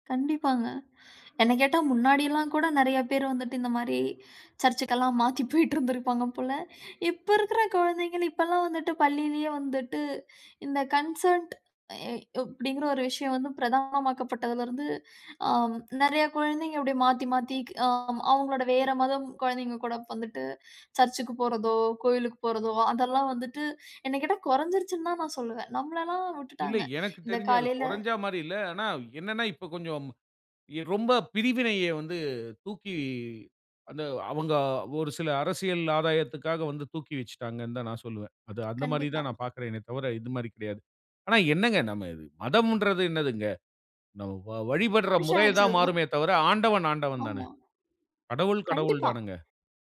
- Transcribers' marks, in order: laughing while speaking: "போயிட்டிருந்துருப்பாங்க"; in English: "கன்சர்ன்ட்"; other background noise
- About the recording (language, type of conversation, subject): Tamil, podcast, மத மற்றும் ஆன்மீக விழாக்களில் இசை உங்களை எவ்வாறு மாற்றியுள்ளது?